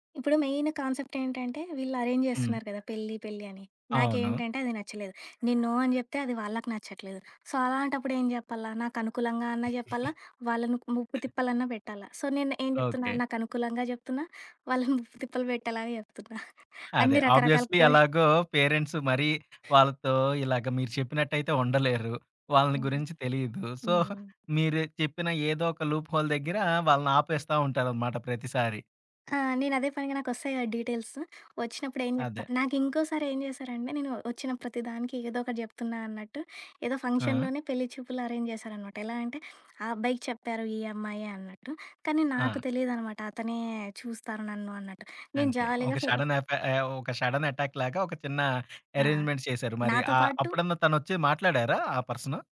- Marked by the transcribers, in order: in English: "అరేంజ్"; in English: "నో"; other background noise; in English: "సో"; giggle; in English: "సో"; giggle; in English: "ఆబ్‌వియస్‌లీ"; giggle; in English: "పేరెంట్స్"; in English: "సో"; giggle; in English: "లూప్ హోల్"; in English: "డీటెయిల్స్"; in English: "ఫంక్షన్‌లోనే"; in English: "అరేంజ్"; in English: "షడెన్"; in English: "షడెన్ అటాక్‌లాగా"; in English: "అరేంజ్‌మెంట్"
- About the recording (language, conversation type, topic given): Telugu, podcast, వివాహం చేయాలా అనే నిర్ణయం మీరు ఎలా తీసుకుంటారు?